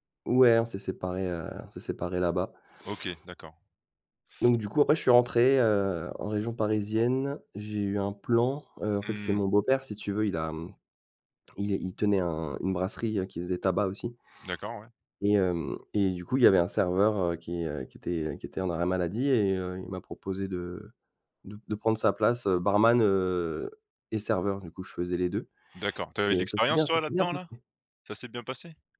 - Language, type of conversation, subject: French, podcast, Peux-tu me parler d’un déménagement qui a vraiment changé ta vie, et me dire comment tu l’as vécu ?
- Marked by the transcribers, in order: none